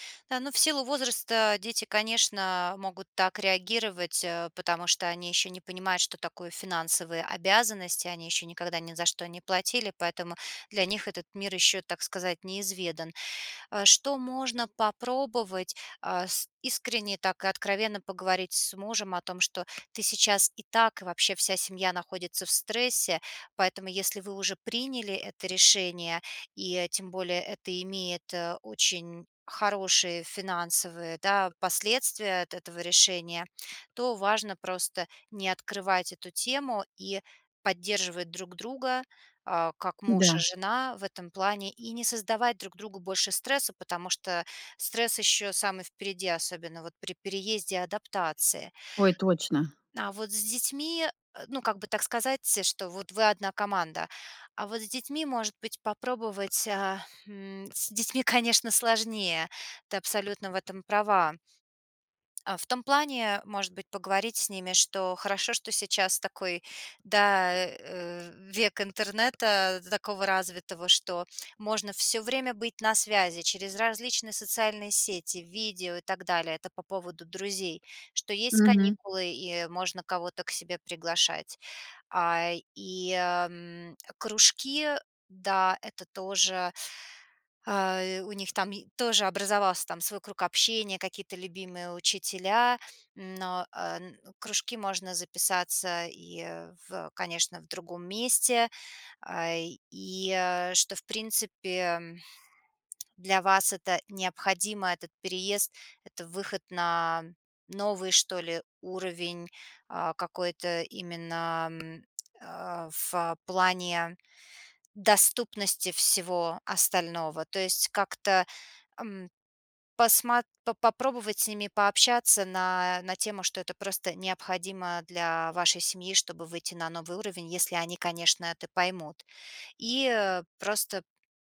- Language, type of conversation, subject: Russian, advice, Как разрешить разногласия о переезде или смене жилья?
- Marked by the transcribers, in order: tapping; other background noise; laughing while speaking: "конечно"